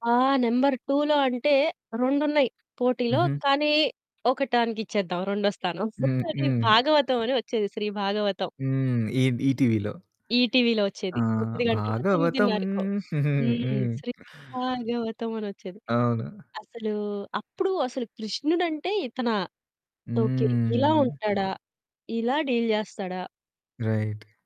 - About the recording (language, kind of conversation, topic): Telugu, podcast, పాత టెలివిజన్ ధారావాహికలు మీ మనసులో ఎందుకు అంతగా నిలిచిపోయాయి?
- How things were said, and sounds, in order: distorted speech; in English: "నంబర్ టూలో"; other background noise; background speech; singing: "భాగవతం"; chuckle; singing: "శ్రీ భాగవతం"; static; drawn out: "హ్మ్"; in English: "డీల్"; in English: "రైట్"